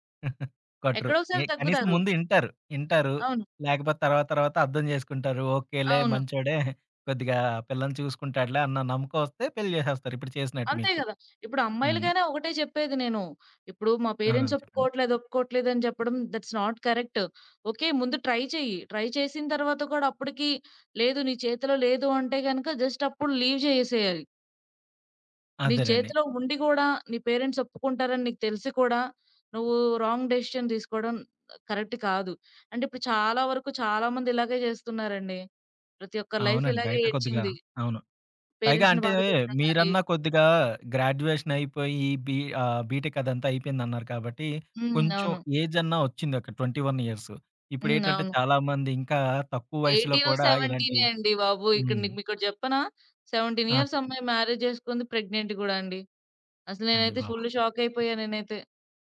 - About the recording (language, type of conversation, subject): Telugu, podcast, మీరు కుటుంబంతో ఎదుర్కొన్న సంఘటనల నుంచి నేర్చుకున్న మంచి పాఠాలు ఏమిటి?
- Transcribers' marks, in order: giggle; giggle; in English: "పేరెంట్స్"; in English: "దట్స్ నాట్ కరెక్ట్"; in English: "ట్రై"; in English: "ట్రై"; in English: "జస్ట్"; in English: "లీవ్"; in English: "పేరెంట్స్"; in English: "రాంగ్ డెసిషన్"; in English: "కరెక్ట్"; in English: "లైఫ్"; in English: "పేరెంట్స్‌ని"; in English: "గ్రాడ్యుయేషన్"; in English: "బిటెక్"; in English: "ఏజ్"; in English: "ట్వెంటీ వన్ ఇయర్స్"; in English: "సెవెంటీన్ ఇయర్స్"; in English: "మ్యారేజ్"; in English: "ప్రెగ్నెంట్"; in English: "ఫుల్ షాక్"; other background noise